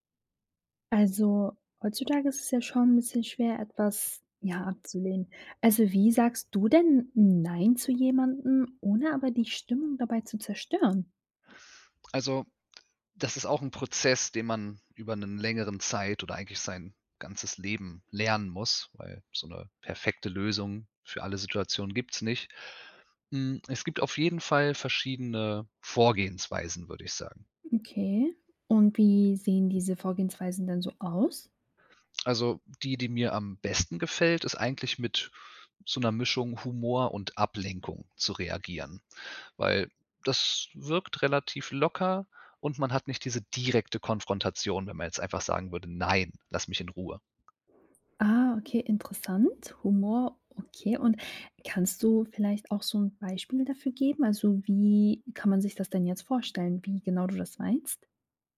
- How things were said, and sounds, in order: stressed: "direkte"
- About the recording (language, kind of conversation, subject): German, podcast, Wie sagst du Nein, ohne die Stimmung zu zerstören?